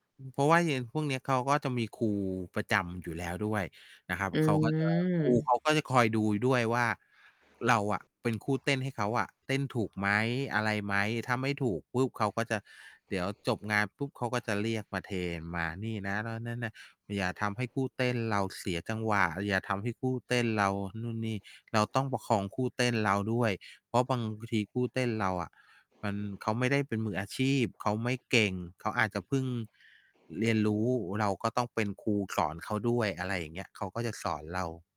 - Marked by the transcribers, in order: other background noise; distorted speech
- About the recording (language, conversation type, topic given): Thai, unstructured, คุณคิดว่ากีฬามีความสำคัญต่อสุขภาพจิตอย่างไร?